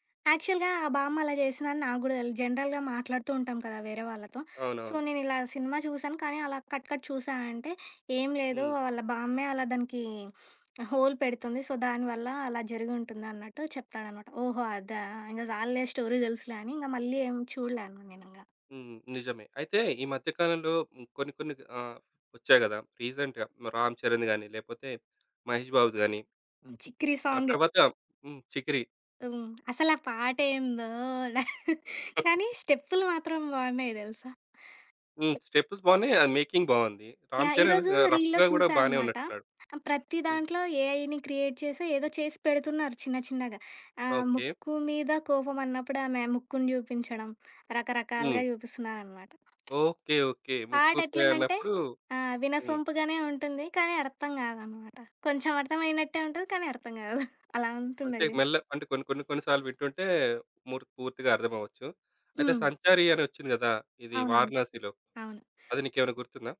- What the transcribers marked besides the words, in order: other background noise; in English: "యాక్చువల్‍గా"; tapping; in English: "జనరల్‍గా"; in English: "సో"; in English: "కట్ కట్"; sniff; in English: "హోల్"; in English: "సో"; in English: "స్టోరీ"; in English: "రీసెంట్‍గా"; in English: "సాంగ్"; chuckle; in English: "మేకింగ్"; in English: "రీల్‌లో"; in English: "రఫ్‌గా"; in English: "ఏఐని క్రియేట్"; giggle
- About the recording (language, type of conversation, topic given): Telugu, podcast, ఏ పాటలు మీ మనస్థితిని వెంటనే మార్చేస్తాయి?